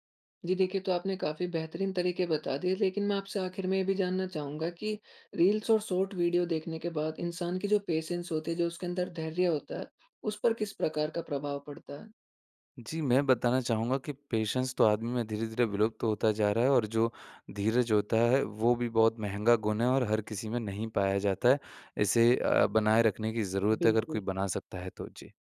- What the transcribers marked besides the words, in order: in English: "रील्स"; in English: "शॉर्ट"; in English: "पेशेंस"; in English: "पेशेंस"
- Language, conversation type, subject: Hindi, podcast, रात में फोन इस्तेमाल करने से आपकी नींद और मूड पर क्या असर पड़ता है?